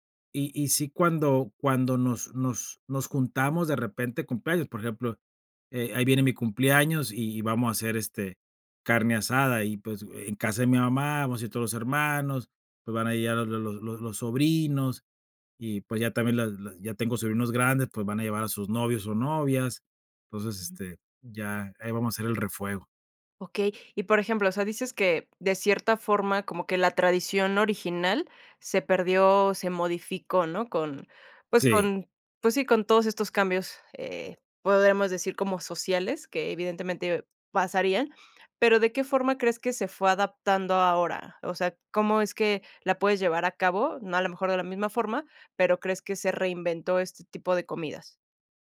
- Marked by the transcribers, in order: none
- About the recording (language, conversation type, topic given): Spanish, podcast, ¿Qué papel juega la comida en tu identidad familiar?